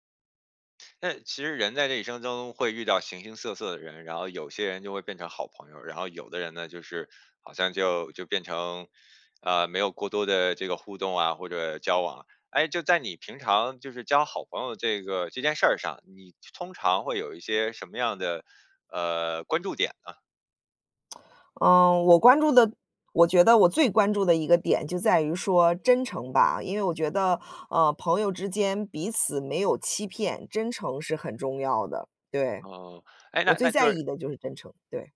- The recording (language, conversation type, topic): Chinese, podcast, 你是怎么认识并结交到这位好朋友的？
- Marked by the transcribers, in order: lip smack; other background noise